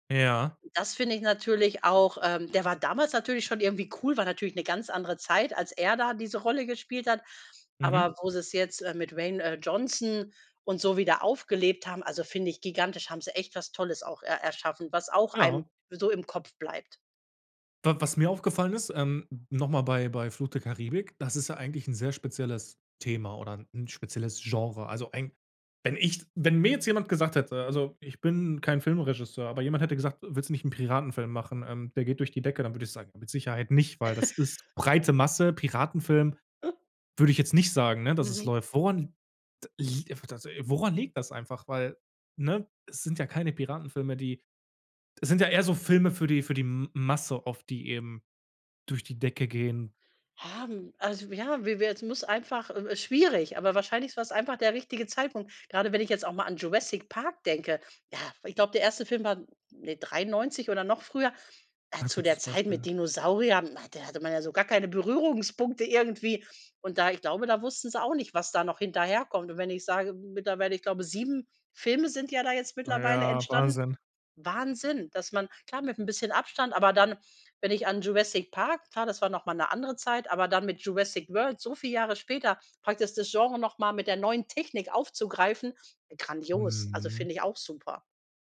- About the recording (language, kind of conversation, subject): German, podcast, Warum bleiben manche Filmcharaktere lange im Kopf?
- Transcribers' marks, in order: chuckle; other noise; "praktisch" said as "praktis"